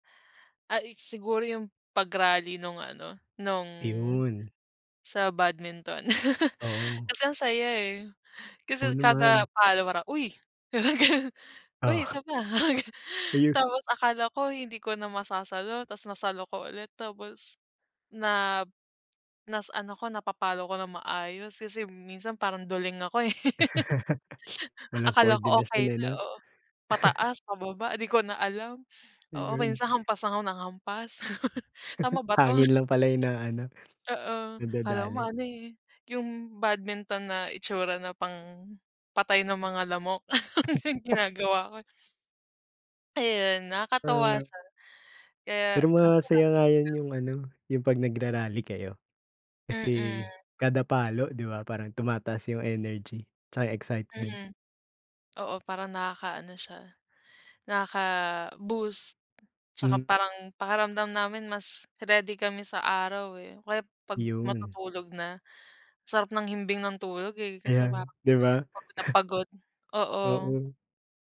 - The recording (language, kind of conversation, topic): Filipino, unstructured, Ano ang pinaka-nakakatuwang nangyari sa iyo habang ginagawa mo ang paborito mong libangan?
- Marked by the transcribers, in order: laugh; other background noise; laugh; laughing while speaking: "parang ganun"; laughing while speaking: "Oh"; laugh; laughing while speaking: "ganun"; laughing while speaking: "Ayun"; tapping; chuckle; laugh; chuckle; laugh; chuckle; laugh; laughing while speaking: "yung"; chuckle; snort